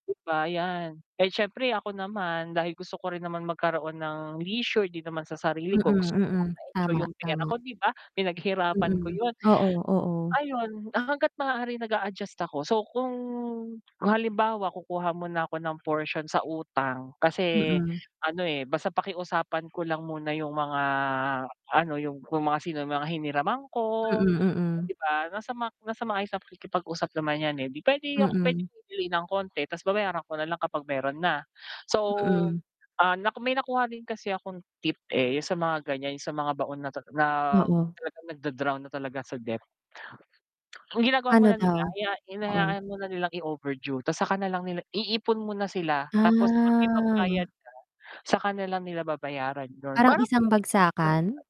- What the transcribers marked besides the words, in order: static; tapping; distorted speech; mechanical hum; other background noise; drawn out: "Ah"; unintelligible speech
- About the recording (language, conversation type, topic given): Filipino, unstructured, Paano ka nakakapag-ipon kahit maliit lang ang kita?